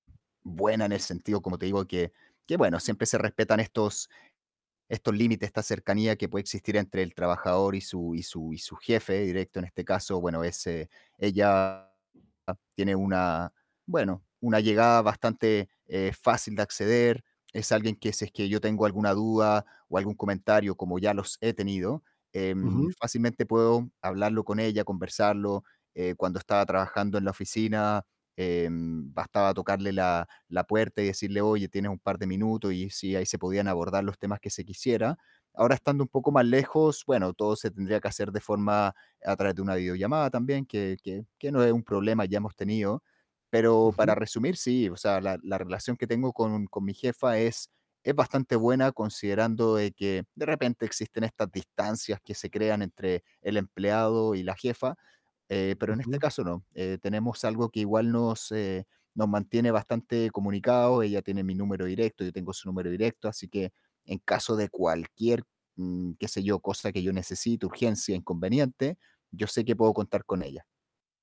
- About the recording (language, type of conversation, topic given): Spanish, advice, ¿Cómo puedo pedirle a mi jefe un aumento o reconocimiento sin parecer arrogante?
- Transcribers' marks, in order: tapping; distorted speech